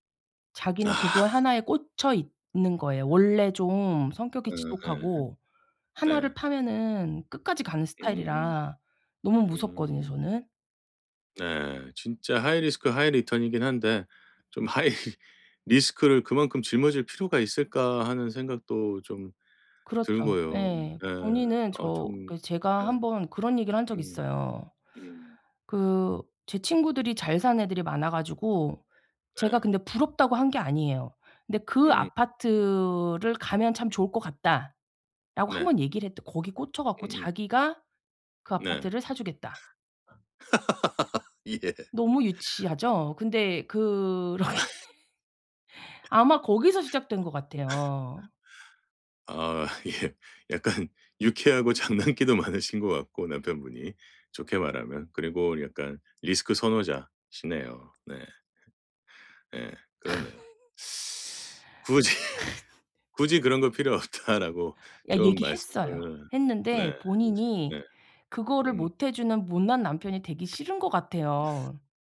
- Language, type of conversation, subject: Korean, advice, 가족과 돈 이야기를 편하게 시작하려면 어떻게 해야 할까요?
- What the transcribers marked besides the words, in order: laughing while speaking: "아"; in English: "하이리스크 하이리턴이긴"; tapping; laughing while speaking: "'하이리스크를"; in English: "'하이리스크를"; other background noise; laugh; laughing while speaking: "예"; laughing while speaking: "그런 게"; laugh; laughing while speaking: "아. 예. 약간 유쾌하고 장난기도 많으신"; in English: "리스크"; laugh; laughing while speaking: "굳이"; laughing while speaking: "필요없다.라고"